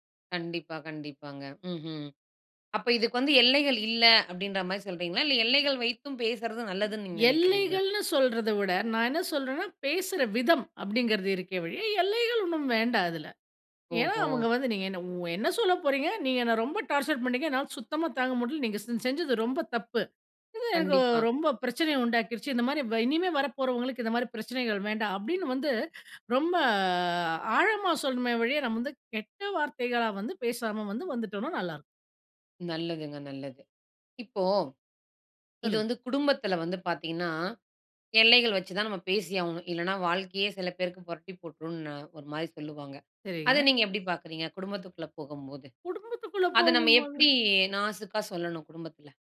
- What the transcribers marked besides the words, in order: other background noise; drawn out: "ரொம்ப"; background speech
- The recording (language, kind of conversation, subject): Tamil, podcast, திறந்த மனத்துடன் எப்படிப் பயனுள்ளதாகத் தொடர்பு கொள்ளலாம்?